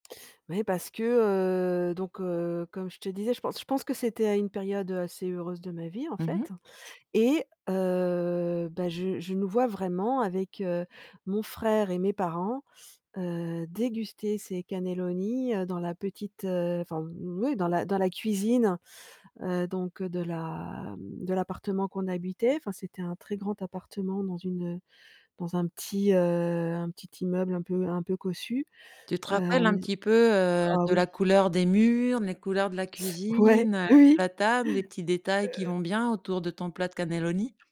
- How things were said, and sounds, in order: laughing while speaking: "Ouais, oui"; tapping
- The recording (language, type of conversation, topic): French, podcast, Quel plat te rappelle le plus ton enfance ?